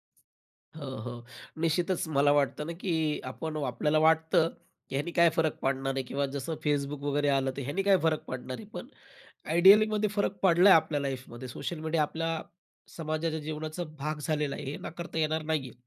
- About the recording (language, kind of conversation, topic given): Marathi, podcast, लग्नाविषयी पिढ्यांमधील अपेक्षा कशा बदलल्या आहेत?
- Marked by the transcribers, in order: none